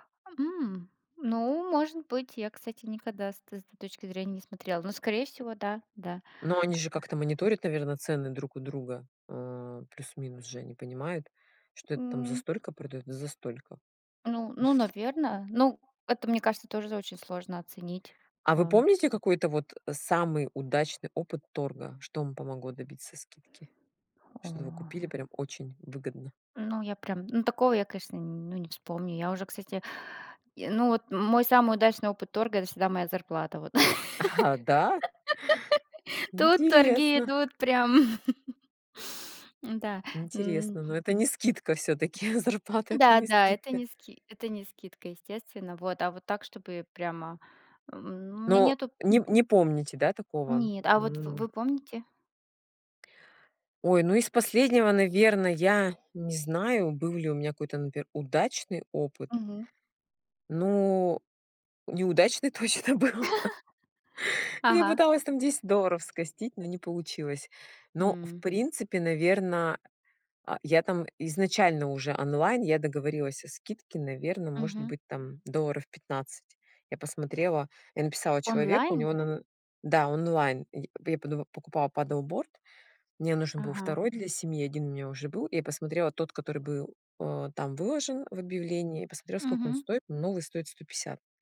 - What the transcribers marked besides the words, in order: other background noise; chuckle; surprised: "Аха, да?"; laugh; tapping; laughing while speaking: "всё-таки. Зарплата это не скидка"; stressed: "удачный"; laughing while speaking: "точно был"; laugh; chuckle; in English: "Paddle Board"
- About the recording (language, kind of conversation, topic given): Russian, unstructured, Вы когда-нибудь пытались договориться о скидке и как это прошло?